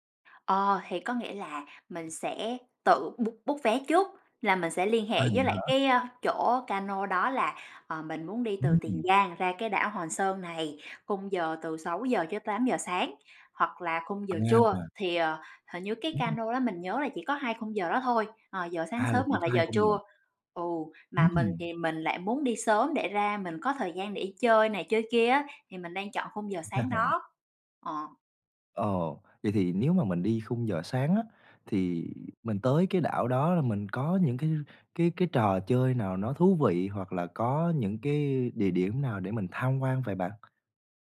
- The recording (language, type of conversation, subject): Vietnamese, podcast, Điểm đến du lịch đáng nhớ nhất của bạn là đâu?
- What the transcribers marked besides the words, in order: in English: "book"; laugh; tapping